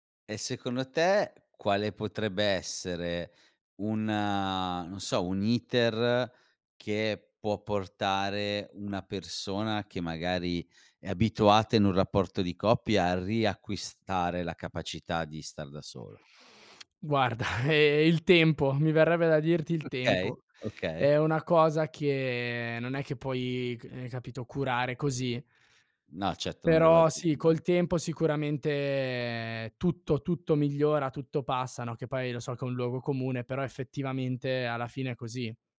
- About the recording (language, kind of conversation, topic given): Italian, podcast, Perché, secondo te, ci si sente soli anche in mezzo alla gente?
- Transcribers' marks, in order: chuckle; "domani" said as "doman"